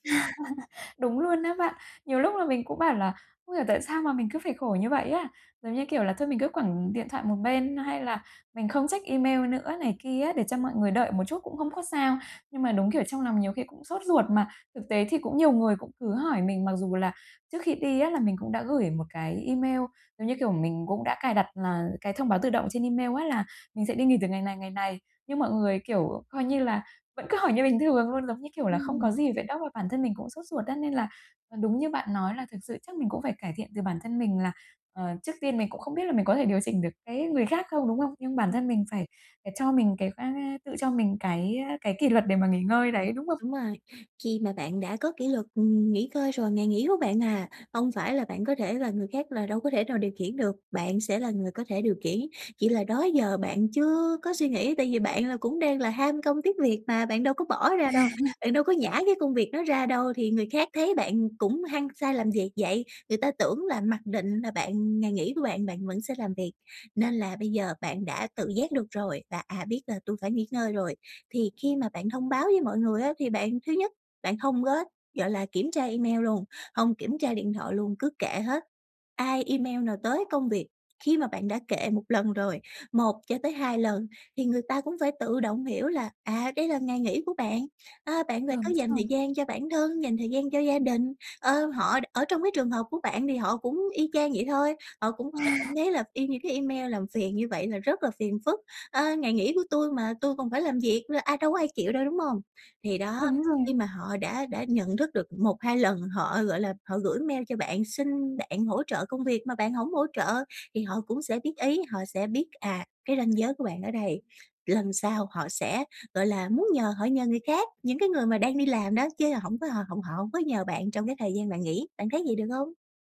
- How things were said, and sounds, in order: laugh; tapping; other background noise; unintelligible speech; laugh; "có" said as "gó"; laugh
- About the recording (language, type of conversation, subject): Vietnamese, advice, Làm sao để giữ ranh giới công việc khi nghỉ phép?